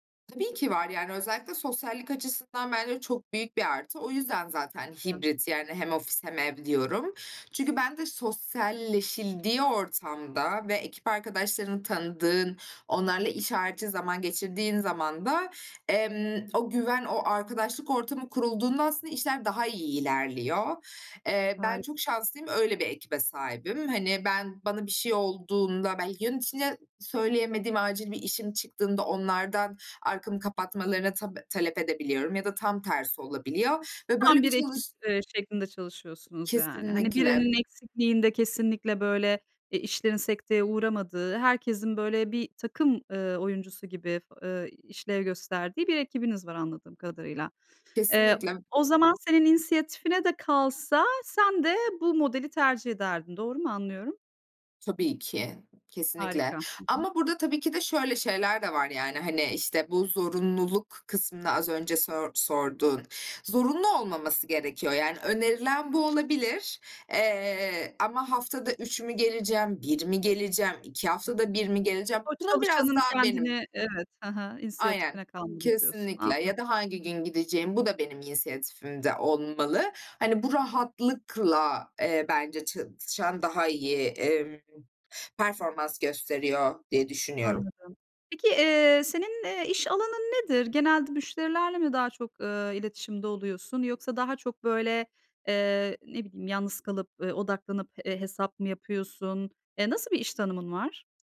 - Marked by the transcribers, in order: unintelligible speech; tapping; other background noise
- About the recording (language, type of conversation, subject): Turkish, podcast, Uzaktan çalışma gelecekte nasıl bir norm haline gelebilir?